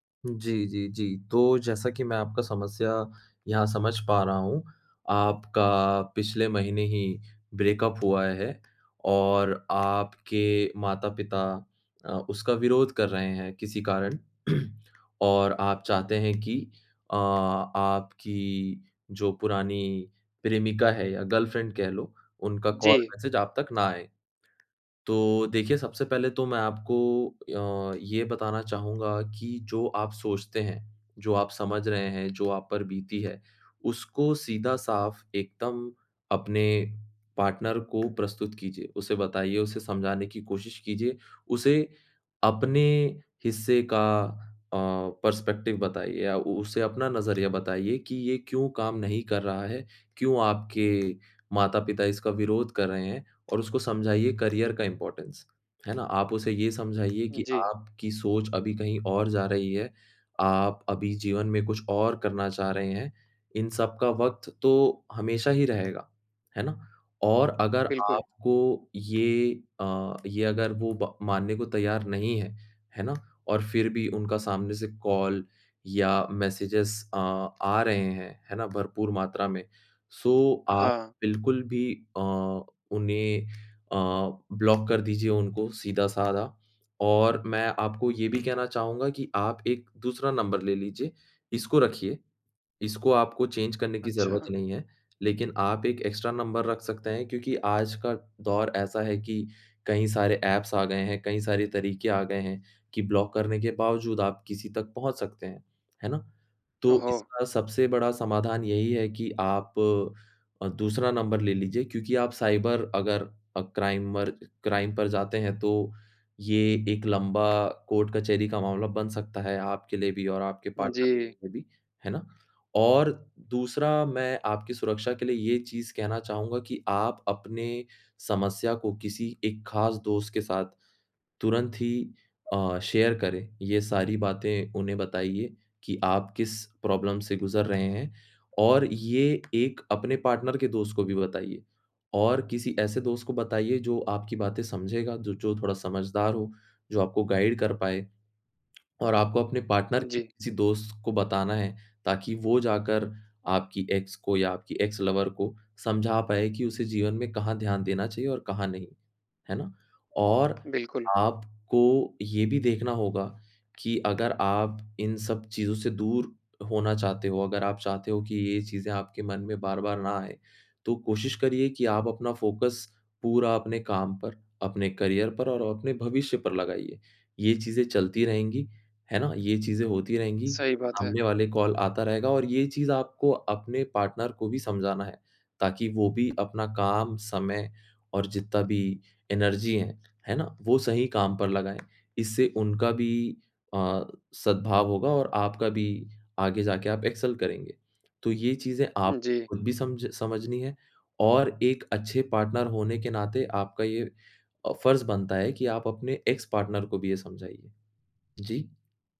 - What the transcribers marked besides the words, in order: in English: "ब्रेकअप"; tapping; throat clearing; in English: "गर्लफ्रेंड"; in English: "कॉल"; in English: "पार्टनर"; in English: "पर्सपेक्टिव"; in English: "करियर"; in English: "इम्पोर्टेंस"; in English: "कॉल"; in English: "मैसेजेज़"; in English: "सो"; in English: "ब्लॉक"; in English: "चेंज"; in English: "एक्स्ट्रा"; in English: "एप्स"; in English: "ब्लॉक"; in English: "साइबर"; in English: "क्राइमर क्राइम"; in English: "पार्टनर"; in English: "शेयर"; in English: "प्रॉब्लम"; in English: "पार्टनर"; in English: "गाइड"; in English: "पार्टनर"; in English: "एक्स"; in English: "एक्स लवर"; in English: "फ़ोकस"; in English: "करियर"; in English: "कॉल"; in English: "पार्टनर"; in English: "एनर्जी"; in English: "एक्सेल"; in English: "पार्टनर"; in English: "एक्स पार्टनर"
- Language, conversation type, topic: Hindi, advice, मेरा एक्स बार-बार संपर्क कर रहा है; मैं सीमाएँ कैसे तय करूँ?